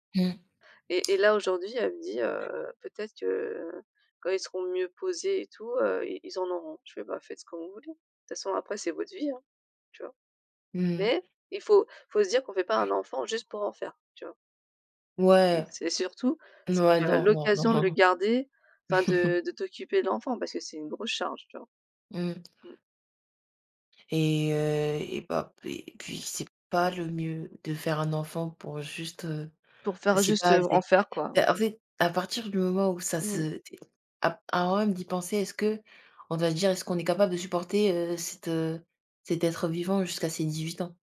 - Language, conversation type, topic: French, unstructured, Penses-tu que tout le monde mérite une seconde chance ?
- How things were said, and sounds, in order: other background noise; tapping; laughing while speaking: "non"